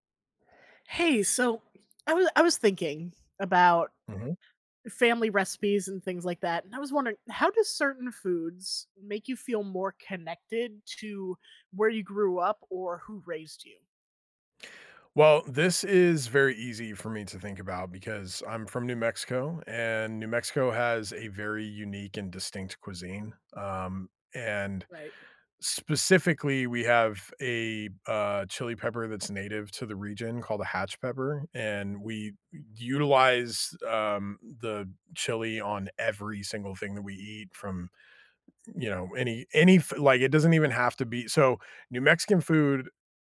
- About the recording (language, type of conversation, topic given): English, unstructured, How can I recreate the foods that connect me to my childhood?
- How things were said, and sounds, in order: tapping; other background noise